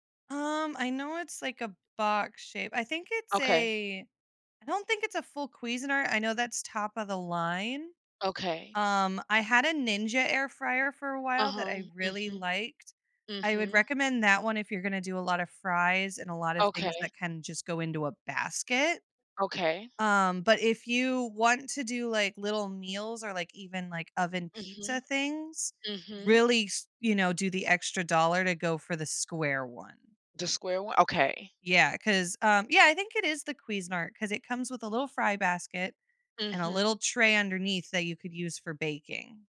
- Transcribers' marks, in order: none
- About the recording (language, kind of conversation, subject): English, unstructured, What habits or choices lead to food being wasted in our homes?